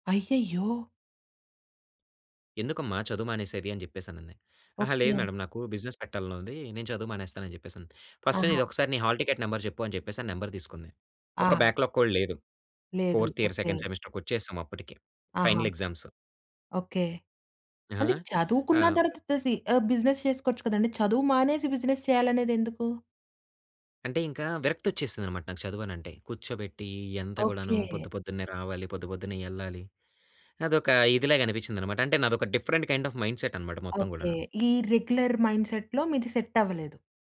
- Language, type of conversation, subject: Telugu, podcast, నువ్వు నీ పనికి చిన్న లక్ష్యాలు పెట్టుకుంటావా, అవి నీకు ఎలా ఉపయోగపడతాయి?
- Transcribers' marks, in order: in English: "మేడం"; in English: "బిజినెస్"; in English: "ఫస్ట్"; in English: "బ్యాక్‌లాగ్"; in English: "ఫోర్త్ ఇయర్, సెకండ్ సెమిస్టర్‌కి"; in English: "ఫైనల్ ఎగ్జామ్స్"; in English: "బిజినెస్"; in English: "బిజినెస్"; in English: "డిఫరెంట్ కైండ్ ఆఫ్ మైండ్‌సెట్"; in English: "రెగ్యులర్ మైండ్‌సె‌ట్‌లో"; in English: "సెట్"